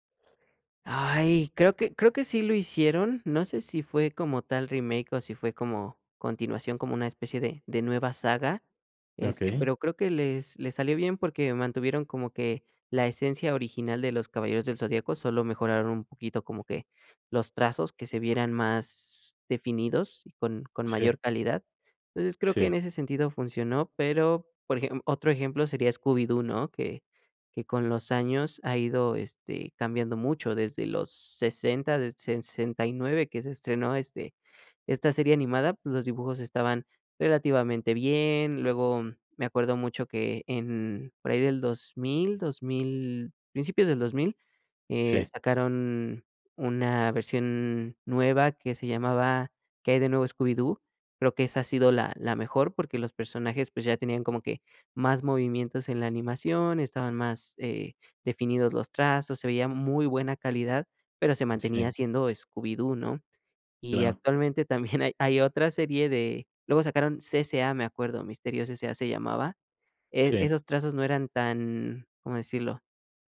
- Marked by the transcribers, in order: chuckle
- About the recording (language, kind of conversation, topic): Spanish, podcast, ¿Te gustan más los remakes o las historias originales?